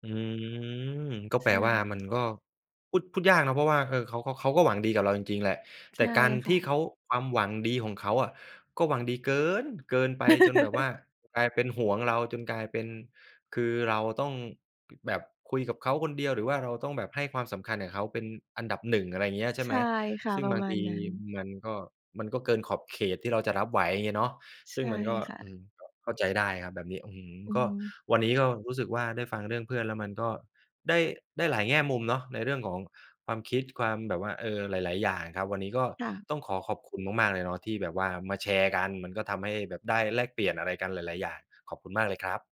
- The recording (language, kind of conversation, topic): Thai, podcast, คุณคิดว่าเพื่อนแท้ควรเป็นแบบไหน?
- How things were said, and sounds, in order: drawn out: "อืม"; tapping; stressed: "เกิน"; laugh